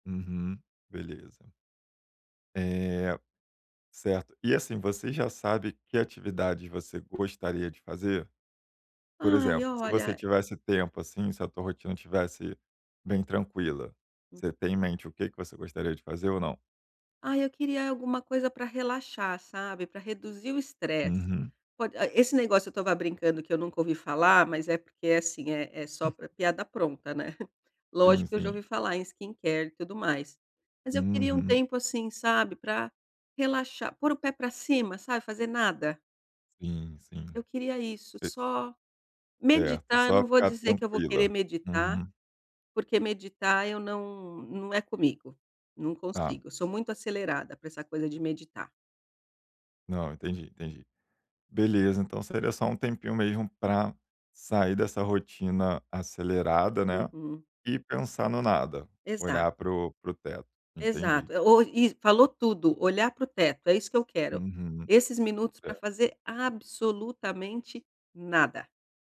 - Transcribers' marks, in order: chuckle; in English: "skincare"
- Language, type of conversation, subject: Portuguese, advice, Como posso incluir cuidados pessoais na minha rotina diária para melhorar a saúde mental e reduzir o estresse?
- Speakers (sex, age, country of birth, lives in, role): female, 50-54, Brazil, Portugal, user; male, 35-39, Brazil, Germany, advisor